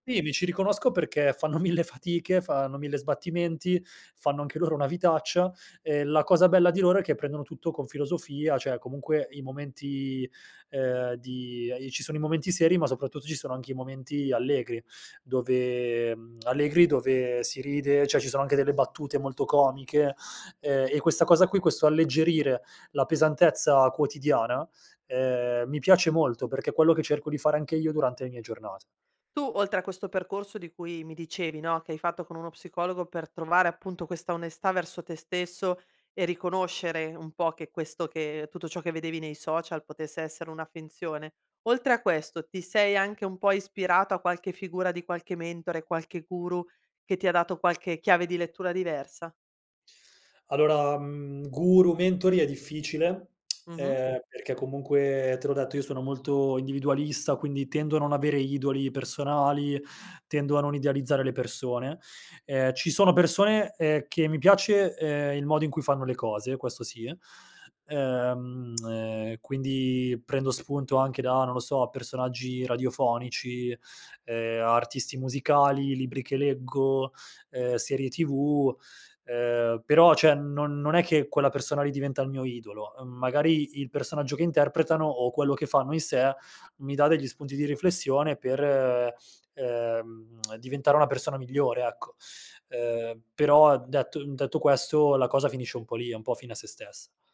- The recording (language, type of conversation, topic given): Italian, podcast, Quale ruolo ha l’onestà verso te stesso?
- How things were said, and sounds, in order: laughing while speaking: "mille"; "Cioè" said as "ceh"; "cioè" said as "ceh"; tapping; tongue click; other background noise; tongue click; "cioè" said as "ceh"; tongue click